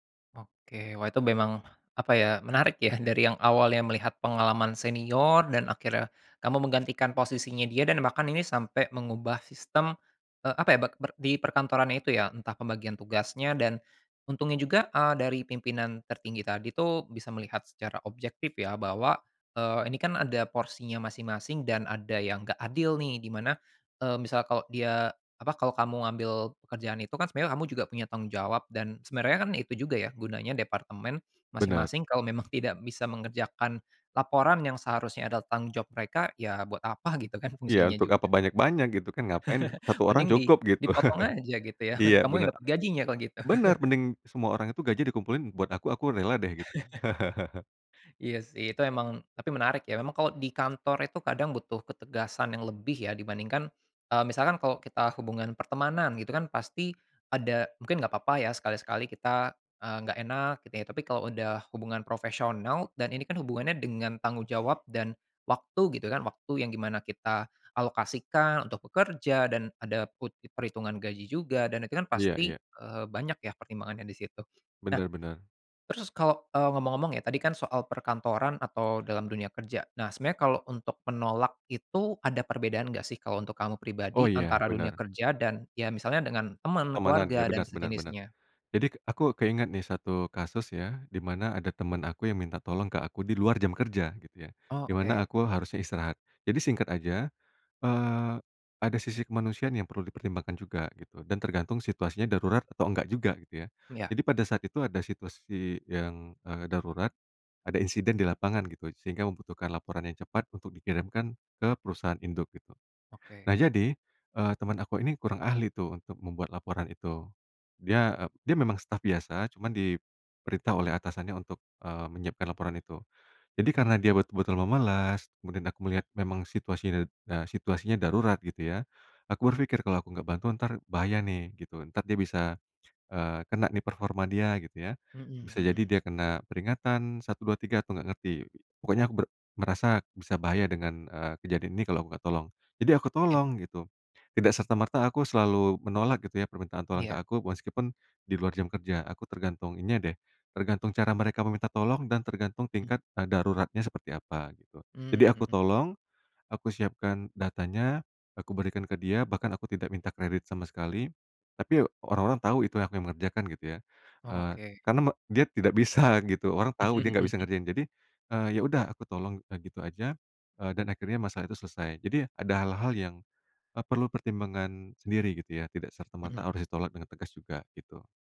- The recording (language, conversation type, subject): Indonesian, podcast, Bagaimana cara kamu menetapkan batas agar tidak kelelahan?
- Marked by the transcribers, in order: chuckle; chuckle; chuckle; chuckle